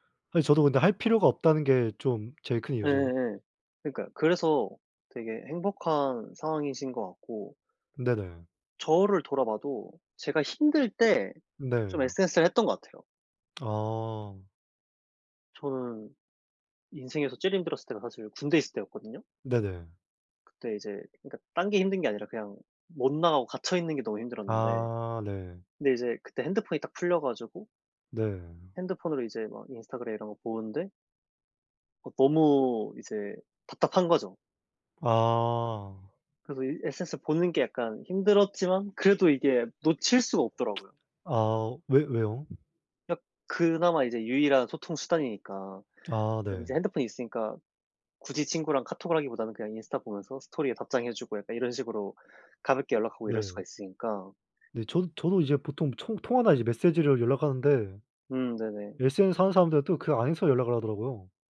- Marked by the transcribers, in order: other background noise; tapping
- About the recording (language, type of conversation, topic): Korean, unstructured, 돈과 행복은 어떤 관계가 있다고 생각하나요?